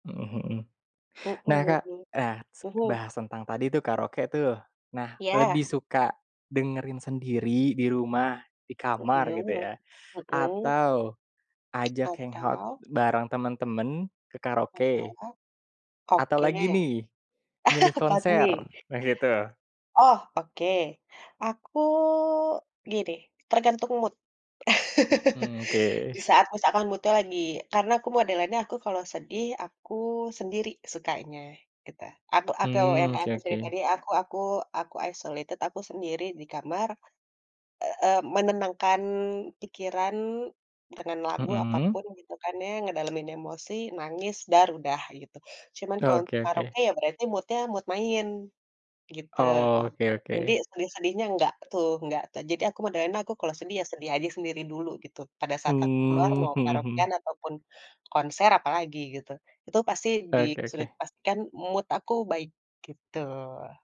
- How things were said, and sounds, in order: tapping; in English: "hangout"; other background noise; laugh; in English: "mood"; laugh; in English: "mood-nya lagi"; in English: "isolated"; in English: "mood-nya, mood"; "modelnya" said as "modelena"; in English: "mood"
- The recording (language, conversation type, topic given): Indonesian, podcast, Bagaimana musik membantu kamu menghadapi stres atau kesedihan?